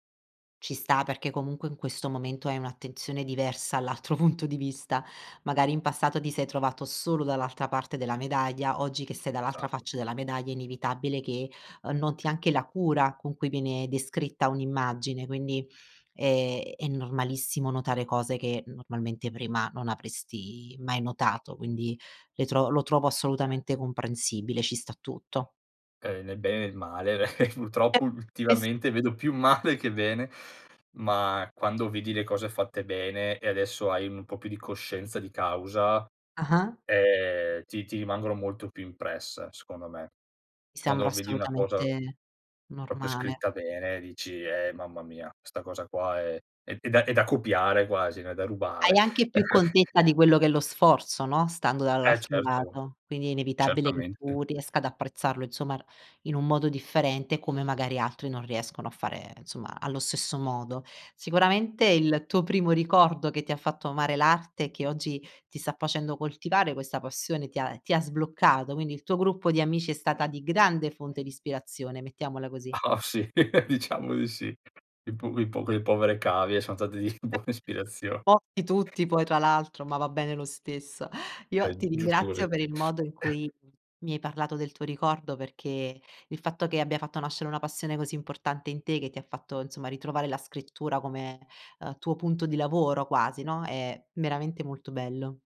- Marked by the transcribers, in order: laughing while speaking: "punto"; chuckle; laughing while speaking: "male"; "proprio" said as "propio"; chuckle; "insomma" said as "nsomma"; other background noise; stressed: "grande"; laughing while speaking: "Oh sì"; chuckle; unintelligible speech; laughing while speaking: "di buona ispirazio"; inhale; sniff; cough; "insomma" said as "nsomma"
- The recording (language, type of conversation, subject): Italian, podcast, Qual è il primo ricordo che ti ha fatto innamorare dell’arte?